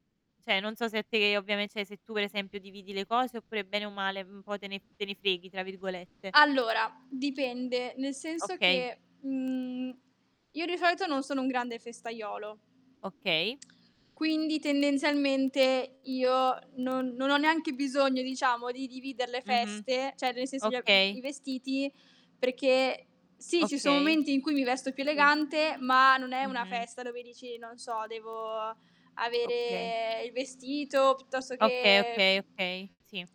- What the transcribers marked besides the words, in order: "cioè" said as "ceh"; mechanical hum; static; distorted speech; tongue click; "cioè" said as "ceh"; tapping
- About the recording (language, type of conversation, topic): Italian, unstructured, Come ti senti quando indossi un abbigliamento che ti rappresenta?